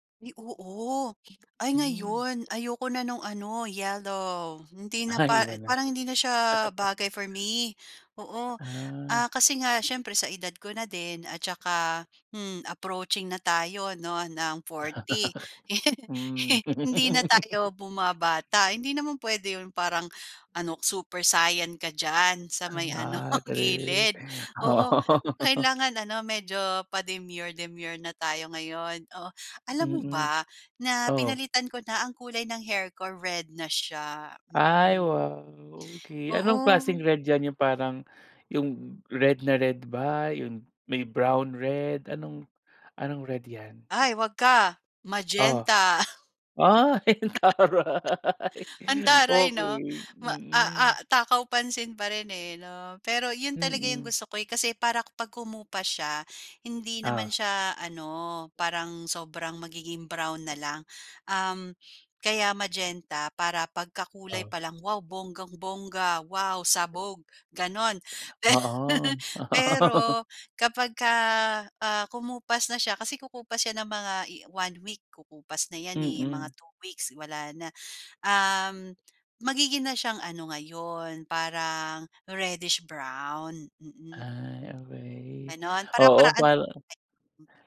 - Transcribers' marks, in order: other background noise; laughing while speaking: "Ay, wala"; in English: "for me"; chuckle; tapping; in English: "approaching"; chuckle; giggle; laughing while speaking: "ano"; laughing while speaking: "Oo"; in English: "pa-demure-demure"; laugh; laughing while speaking: "Ay, ang taray!"; laughing while speaking: "Per"; laugh; in English: "reddish-brown"; unintelligible speech
- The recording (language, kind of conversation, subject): Filipino, podcast, Paano mo ginagamit ang kulay para ipakita ang sarili mo?